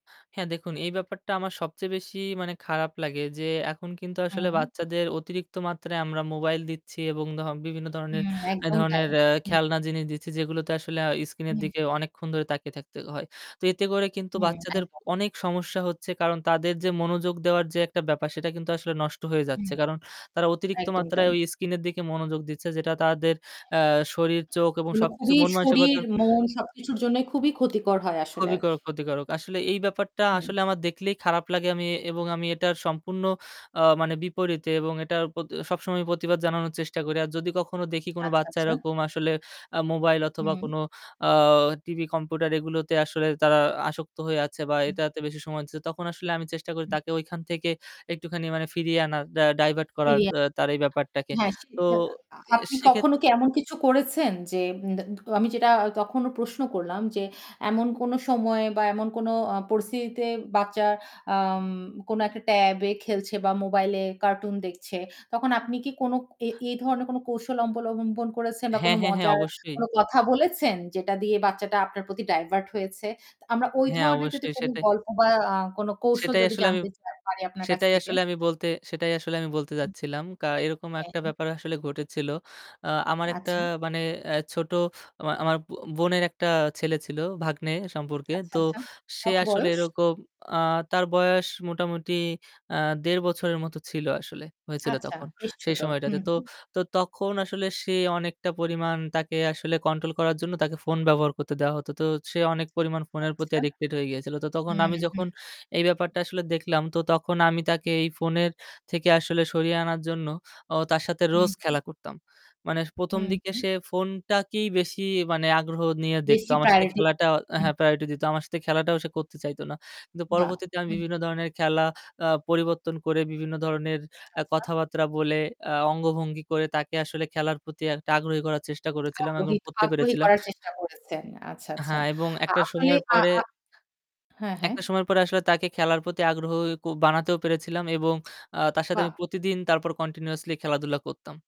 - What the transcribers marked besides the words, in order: static; distorted speech; tapping; other background noise; other noise; "অবলম্বন" said as "অম্পলবোম্বন"; "আগ্রহী" said as "আগ্রহই"
- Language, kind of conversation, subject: Bengali, podcast, বাচ্চাদের সঙ্গে কথা বলার সবচেয়ে ভালো উপায় কী?